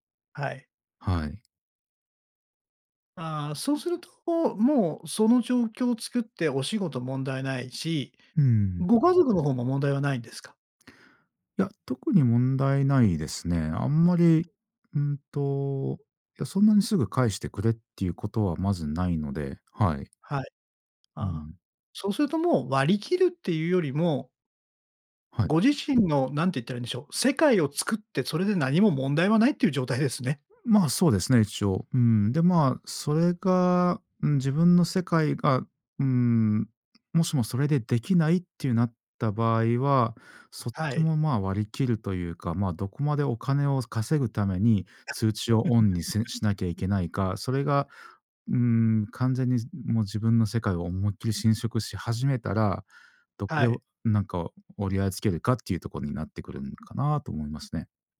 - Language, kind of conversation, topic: Japanese, podcast, 通知はすべてオンにしますか、それともオフにしますか？通知設定の基準はどう決めていますか？
- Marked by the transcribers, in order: other background noise; chuckle